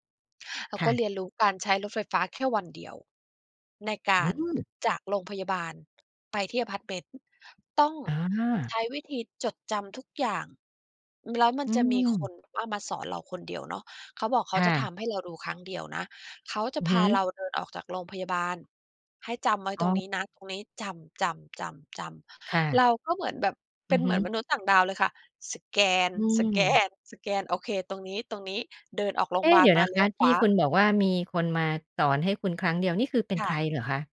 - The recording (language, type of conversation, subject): Thai, podcast, คุณช่วยเล่าเหตุการณ์ที่คุณต้องปรับตัวอย่างรวดเร็วมากให้ฟังหน่อยได้ไหม?
- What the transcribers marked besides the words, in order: none